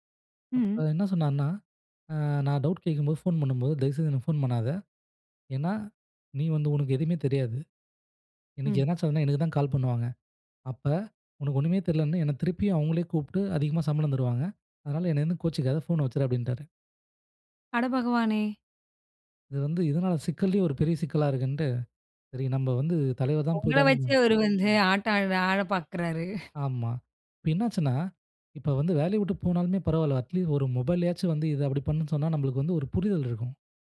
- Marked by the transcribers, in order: in English: "டவுட்"; in English: "கால்"; chuckle; in English: "மொபைல்"
- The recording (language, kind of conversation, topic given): Tamil, podcast, சிக்கலில் இருந்து உங்களை காப்பாற்றிய ஒருவரைப் பற்றி சொல்ல முடியுமா?
- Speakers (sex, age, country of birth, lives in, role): female, 35-39, India, India, host; male, 25-29, India, India, guest